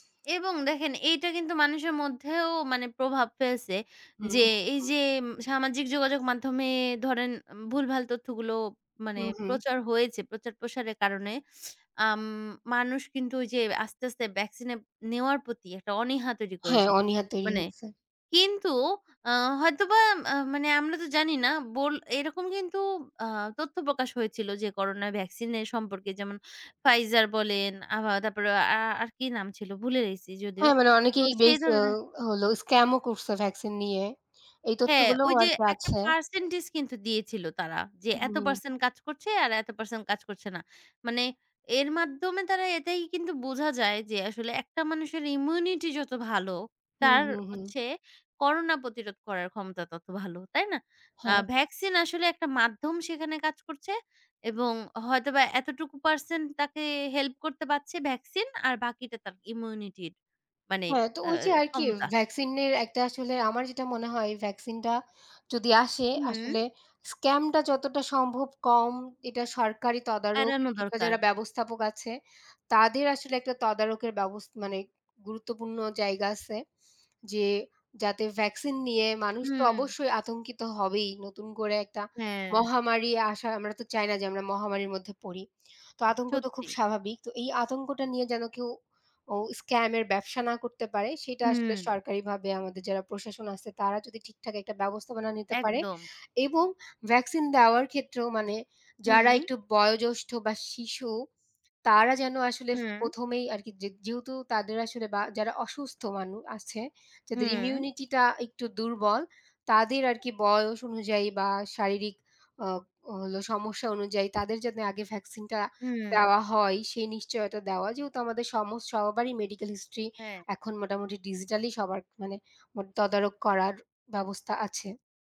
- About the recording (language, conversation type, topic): Bengali, unstructured, সাম্প্রতিক সময়ে করোনা ভ্যাকসিন সম্পর্কে কোন তথ্য আপনাকে সবচেয়ে বেশি অবাক করেছে?
- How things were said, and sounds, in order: other background noise